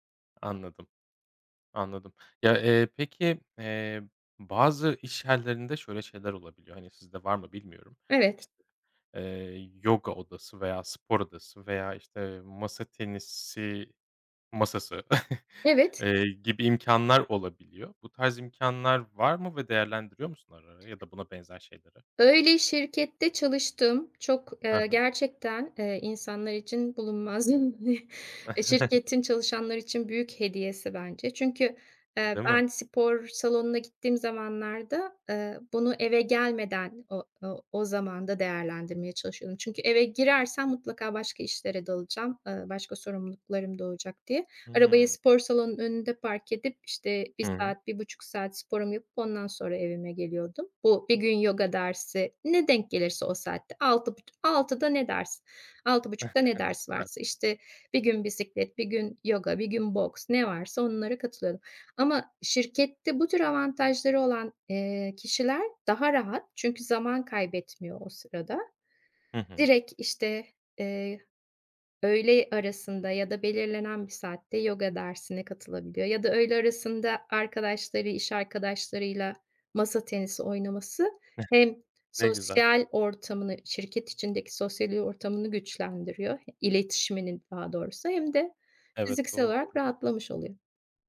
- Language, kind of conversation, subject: Turkish, podcast, Egzersizi günlük rutine dahil etmenin kolay yolları nelerdir?
- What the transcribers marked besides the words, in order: chuckle; other background noise; chuckle; giggle; chuckle; chuckle